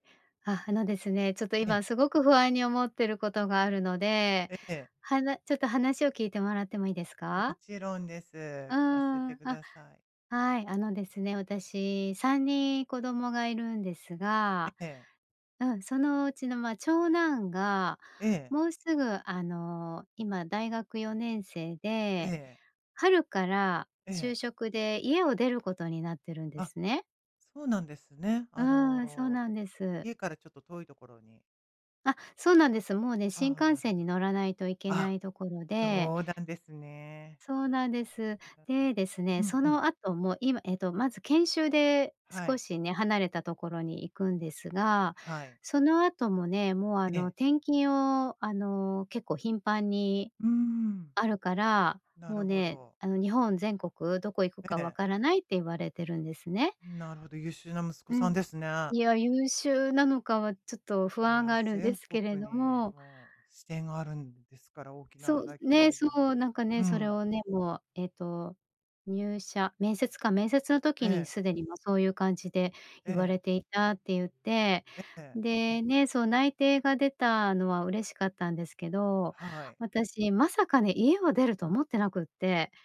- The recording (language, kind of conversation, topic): Japanese, advice, 別れたあと、孤独や不安にどう対処すればよいですか？
- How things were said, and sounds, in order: none